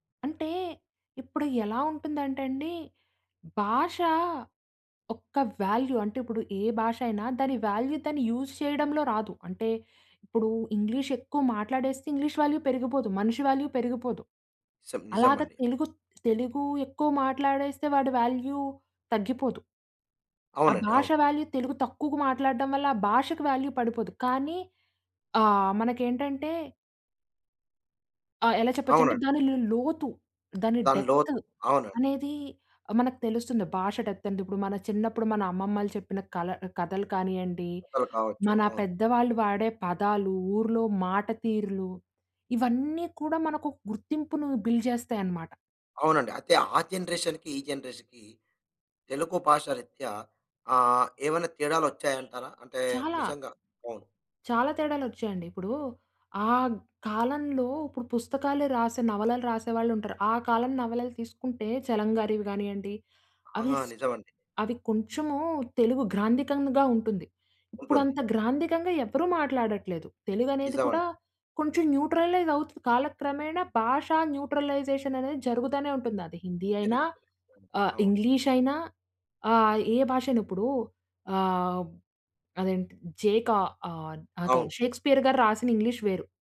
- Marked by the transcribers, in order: stressed: "ఒక్క"; in English: "వాల్యూ"; in English: "వాల్యూ"; in English: "యూజ్"; in English: "వాల్యూ"; in English: "వాల్యూ"; tapping; in English: "వాల్యూ"; in English: "వాల్యూ"; "తక్కువగా" said as "తక్కుకు"; in English: "వాల్యూ"; in English: "డెప్త్"; in English: "బిల్డ్"; in English: "జనరేషన్‌కి"; in English: "జనరేషన్‌కి"; "నిజంగా" said as "మిజంగా"; in English: "ఇంగ్లీష్"
- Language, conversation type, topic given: Telugu, podcast, మీ ప్రాంతీయ భాష మీ గుర్తింపుకు ఎంత అవసరమని మీకు అనిపిస్తుంది?